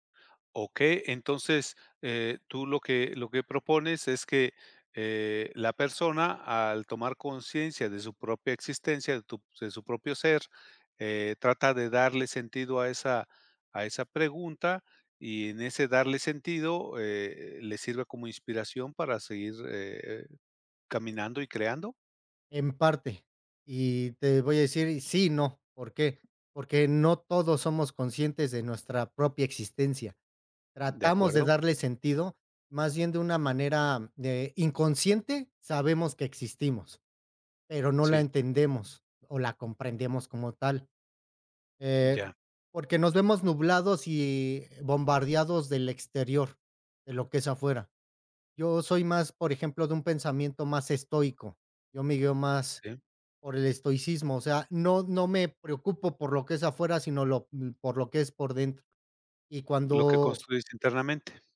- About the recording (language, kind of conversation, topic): Spanish, podcast, ¿De dónde sacas inspiración en tu día a día?
- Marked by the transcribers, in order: tapping